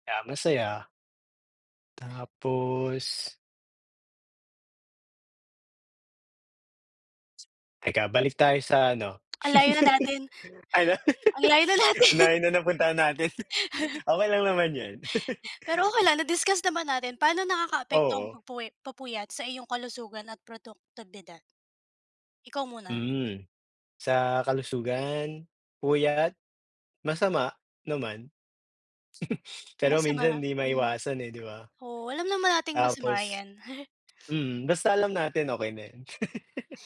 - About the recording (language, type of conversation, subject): Filipino, unstructured, Paano ka magpapasya kung matutulog ka nang maaga o magpupuyat?
- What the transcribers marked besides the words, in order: laugh; laughing while speaking: "ano?"; sniff; laughing while speaking: "ang layo na natin"; other background noise; laugh; chuckle; laugh; "produktibidad" said as "produktididad"; chuckle; chuckle; sniff; laugh